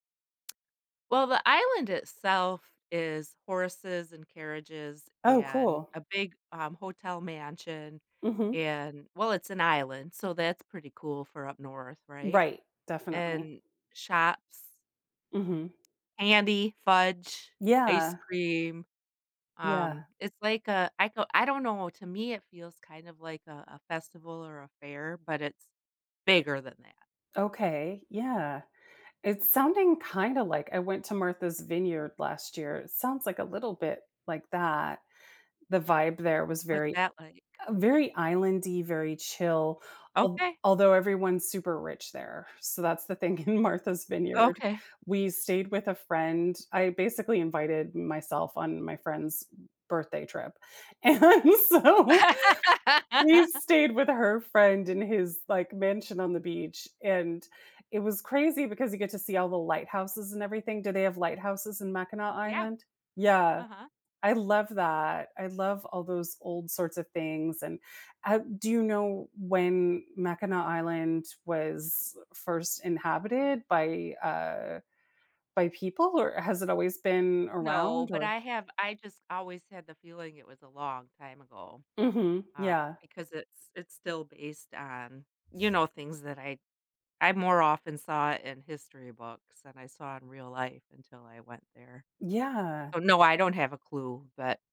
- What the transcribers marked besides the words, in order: other background noise; laughing while speaking: "in Martha's Vineyard"; laughing while speaking: "and so"; laugh
- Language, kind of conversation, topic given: English, unstructured, How can I avoid tourist traps without missing highlights?